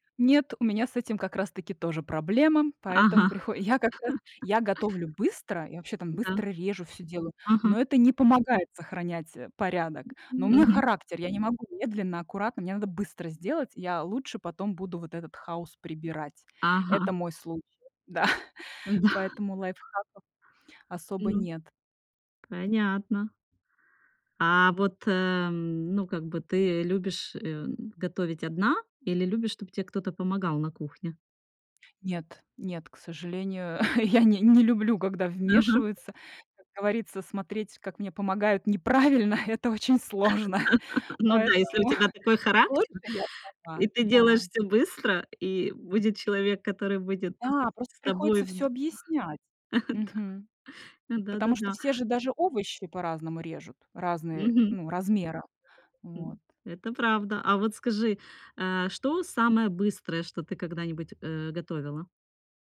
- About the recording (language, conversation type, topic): Russian, podcast, Какие простые приёмы помогают сэкономить время на кухне?
- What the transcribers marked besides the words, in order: chuckle; other background noise; tapping; laughing while speaking: "да"; laughing while speaking: "я"; laughing while speaking: "неправильно"; laugh; laughing while speaking: "сложно"; chuckle; laughing while speaking: "Э. Да"